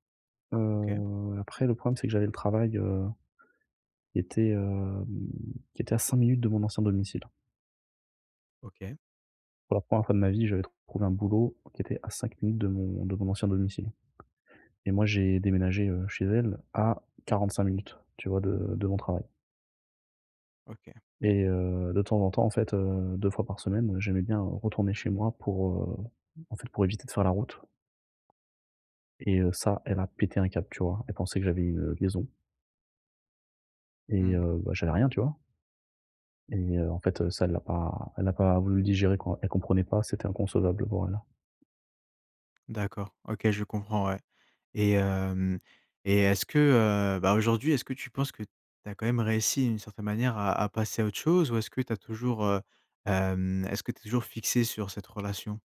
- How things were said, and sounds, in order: drawn out: "heu"; tapping
- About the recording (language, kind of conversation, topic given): French, advice, Comment décrirais-tu ta rupture récente et pourquoi as-tu du mal à aller de l’avant ?